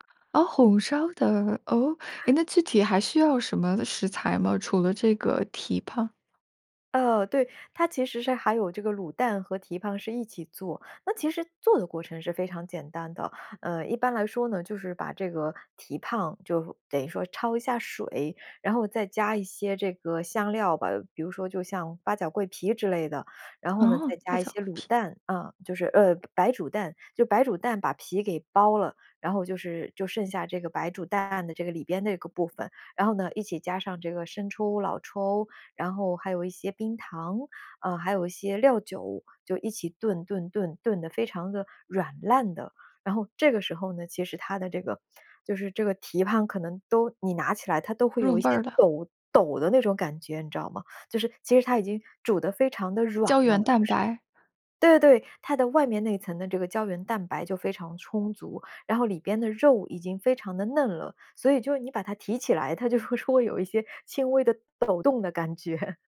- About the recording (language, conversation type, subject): Chinese, podcast, 你眼中最能代表家乡味道的那道菜是什么？
- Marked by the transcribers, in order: other background noise; laugh